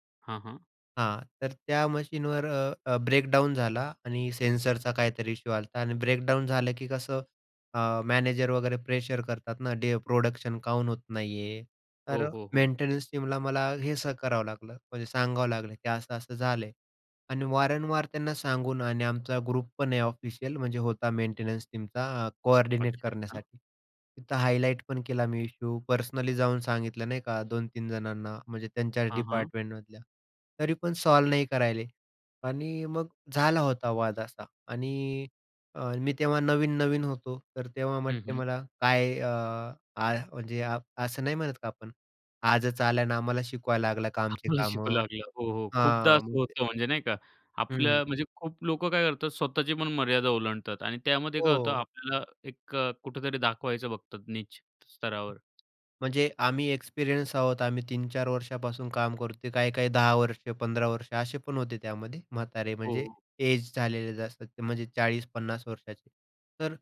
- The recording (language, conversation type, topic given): Marathi, podcast, एखाद्याने तुमची मर्यादा ओलांडली तर तुम्ही सर्वात आधी काय करता?
- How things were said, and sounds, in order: in English: "ब्रेकडाउन"; in English: "सेन्सरचा"; in English: "ब्रेकडाउन"; tapping; in English: "प्रोडक्शन"; in English: "टीमला"; in English: "ग्रुपपण"; in English: "टीमचा"; in English: "कोऑर्डिनेट"; in English: "सॉल्व्ह"; other background noise; other noise; in English: "एज"